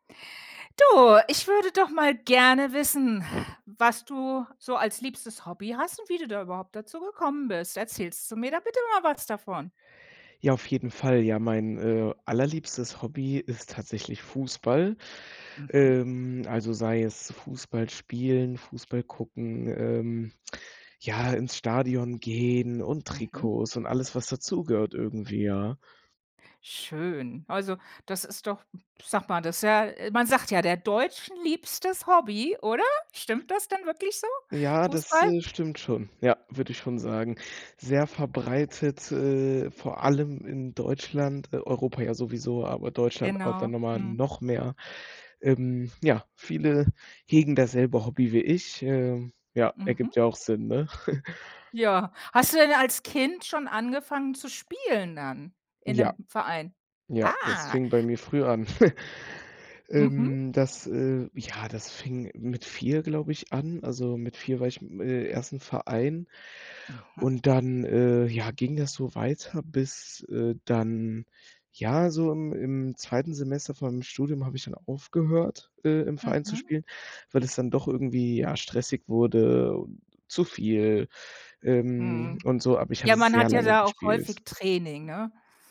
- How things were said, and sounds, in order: stressed: "noch"; chuckle; surprised: "Ah"; chuckle; other background noise
- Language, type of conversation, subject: German, podcast, Erzähl mal, wie du zu deinem liebsten Hobby gekommen bist?
- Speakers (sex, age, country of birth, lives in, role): female, 55-59, Germany, United States, host; male, 18-19, Germany, Germany, guest